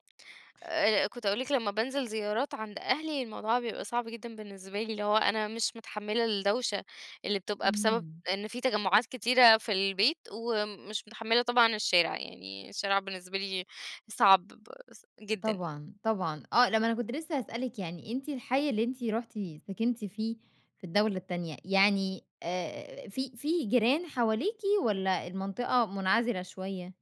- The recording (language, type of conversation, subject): Arabic, podcast, ازاي التقاليد بتتغيّر لما الناس تهاجر؟
- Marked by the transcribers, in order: none